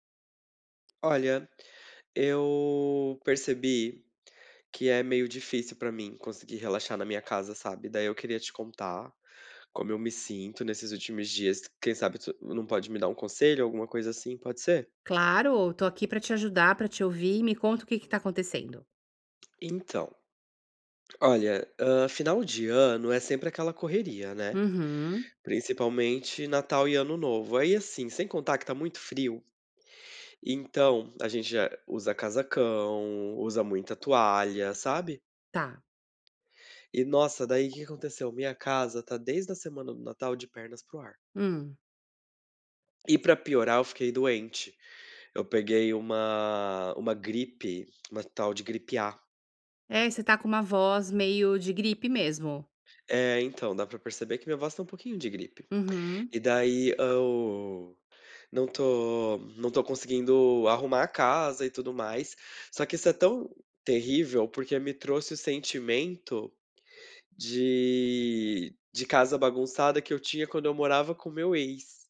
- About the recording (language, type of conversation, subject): Portuguese, advice, Como posso realmente desligar e relaxar em casa?
- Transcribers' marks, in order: none